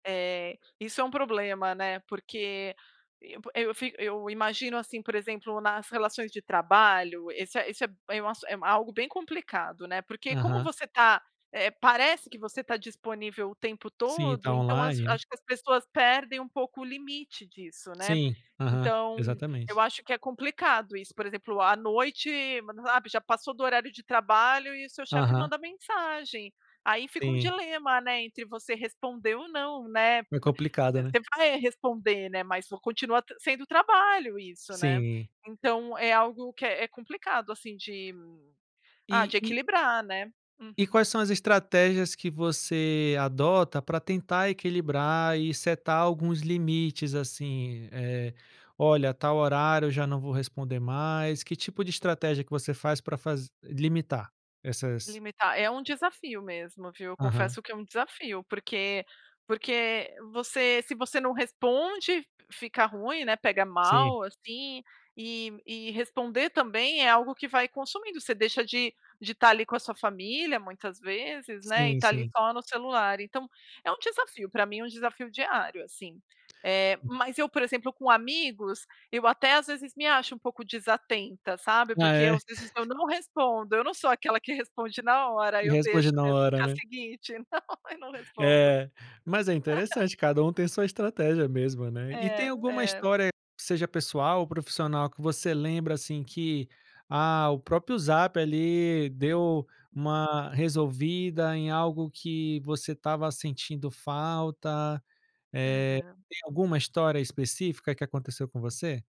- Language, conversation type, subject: Portuguese, podcast, Como a tecnologia ajuda ou atrapalha a gente a se conectar?
- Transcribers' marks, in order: tapping; other noise; chuckle; laughing while speaking: "não"